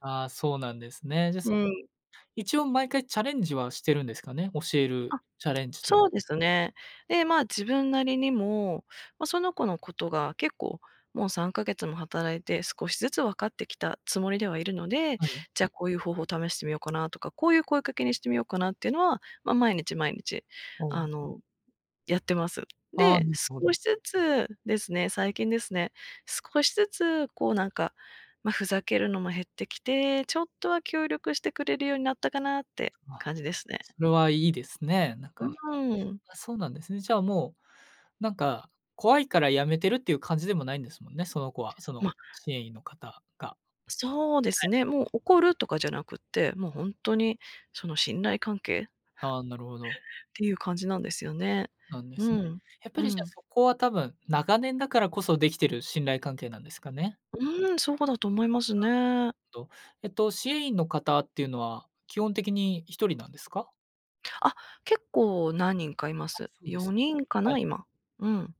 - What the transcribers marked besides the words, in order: other background noise; laugh; unintelligible speech
- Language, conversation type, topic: Japanese, advice, 同僚と比べて自分には価値がないと感じてしまうのはなぜですか？